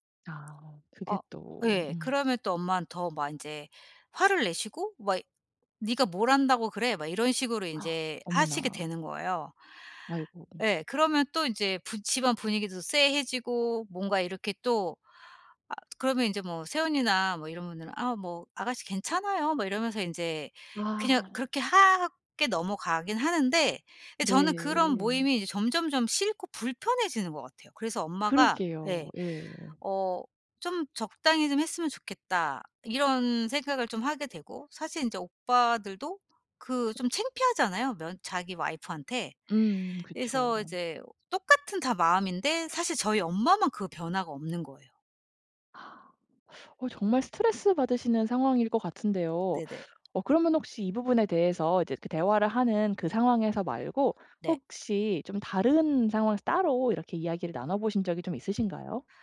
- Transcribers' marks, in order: gasp; tapping; sigh; teeth sucking
- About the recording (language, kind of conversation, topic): Korean, advice, 대화 방식을 바꿔 가족 간 갈등을 줄일 수 있을까요?